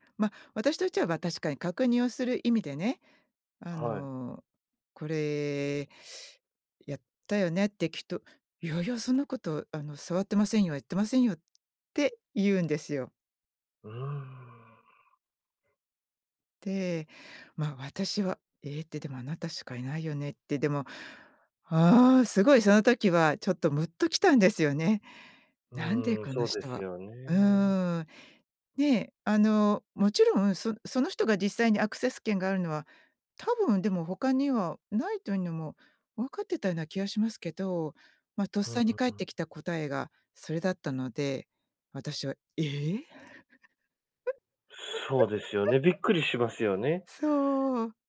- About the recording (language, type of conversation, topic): Japanese, podcast, 相手の立場を理解するために、普段どんなことをしていますか？
- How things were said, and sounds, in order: drawn out: "うーん"; laugh